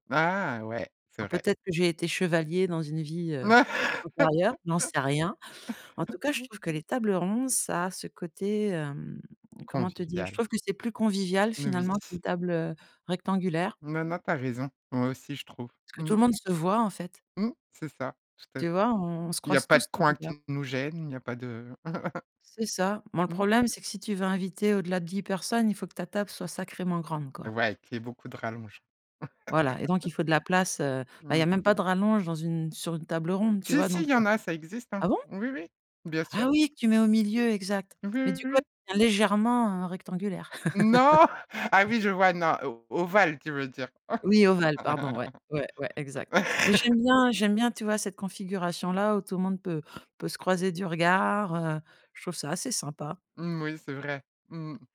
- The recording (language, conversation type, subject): French, podcast, Comment transformer un dîner ordinaire en moment spécial ?
- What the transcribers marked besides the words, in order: laugh; unintelligible speech; laugh; laugh; surprised: "ah bon ?"; anticipating: "Non"; laugh; other background noise; laugh